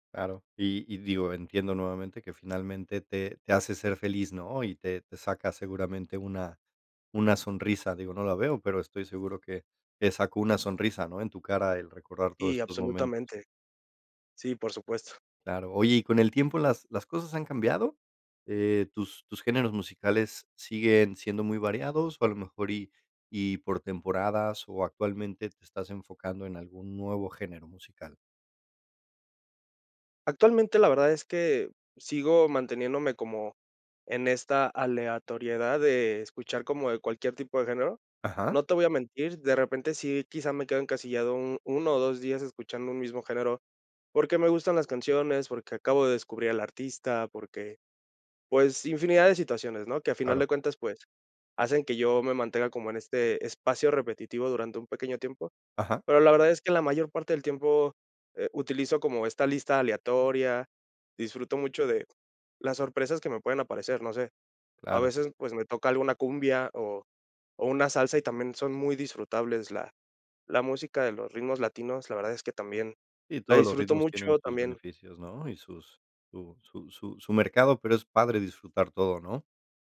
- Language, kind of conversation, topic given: Spanish, podcast, ¿Cómo influyó tu familia en tus gustos musicales?
- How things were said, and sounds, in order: none